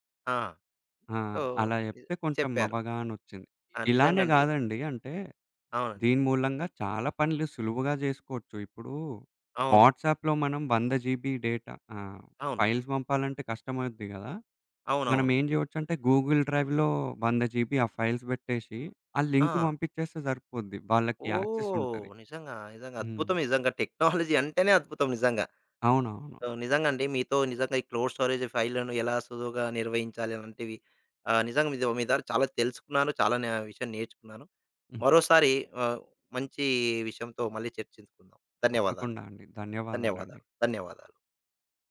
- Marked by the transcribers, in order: in English: "సో"; other background noise; tapping; in English: "వాట్సాప్‌లో"; in English: "జీబీ డేటా"; in English: "ఫైల్స్"; in English: "గూగుల్ డ్రైవ్‌లో"; in English: "జీబీ"; in English: "ఫైల్స్"; in English: "లింక్"; in English: "టెక్నాలజీ"; in English: "సో"; in English: "క్లోడ్ స్టోరేజ్"
- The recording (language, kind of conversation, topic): Telugu, podcast, క్లౌడ్ నిల్వను ఉపయోగించి ఫైళ్లను సజావుగా ఎలా నిర్వహిస్తారు?